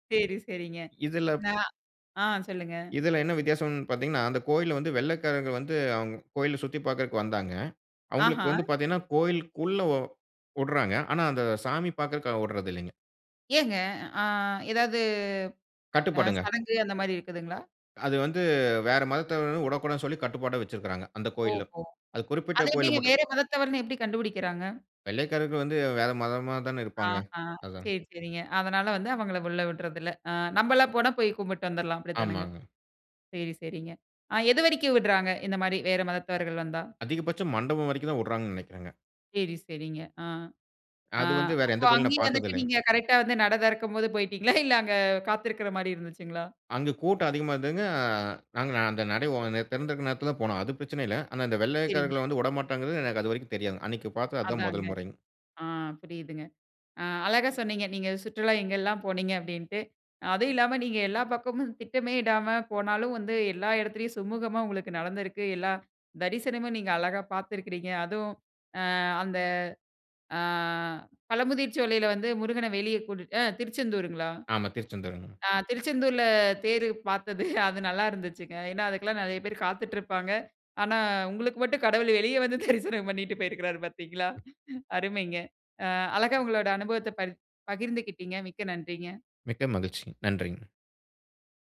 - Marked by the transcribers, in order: drawn out: "ஏதாவது"; other noise; "விடக்கூடாதுன்னு" said as "வுடக்கூடாதுனு"; "நம்மளாம்" said as "நம்பளா"; "விட்றாங்க" said as "வுட்றாங்க"; laughing while speaking: "போயிட்டீங்களா?"; unintelligible speech; laughing while speaking: "பாத்தது"; laughing while speaking: "உங்களுக்கு மட்டும், கடவுள் வெளிய வந்து, தரிசனம் பண்ணிட்டு போயிருக்குறாரு, பாத்தீங்களா"
- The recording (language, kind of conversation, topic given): Tamil, podcast, சுற்றுலாவின் போது வழி தவறி அலைந்த ஒரு சம்பவத்தைப் பகிர முடியுமா?